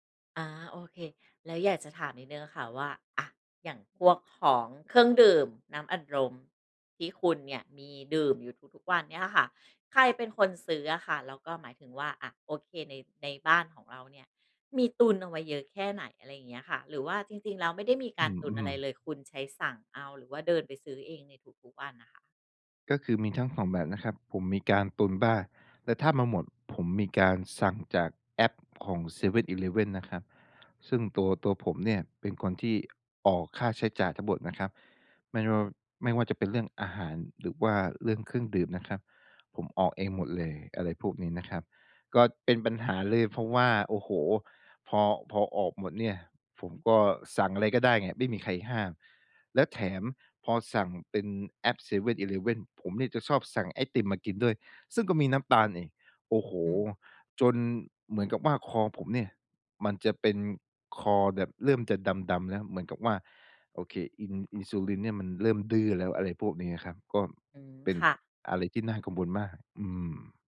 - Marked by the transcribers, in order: other background noise
- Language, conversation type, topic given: Thai, advice, คุณควรเริ่มลดการบริโภคน้ำตาลอย่างไร?